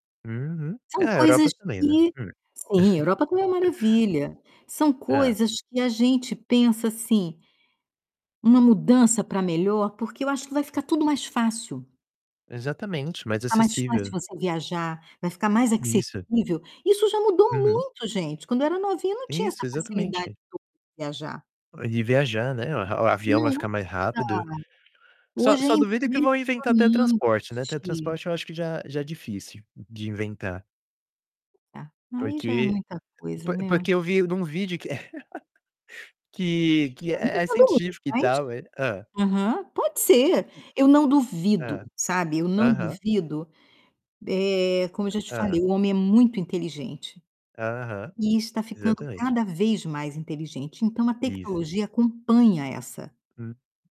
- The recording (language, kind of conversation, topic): Portuguese, unstructured, O que mais te anima em relação ao futuro?
- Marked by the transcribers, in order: chuckle; distorted speech; static; tapping; chuckle; unintelligible speech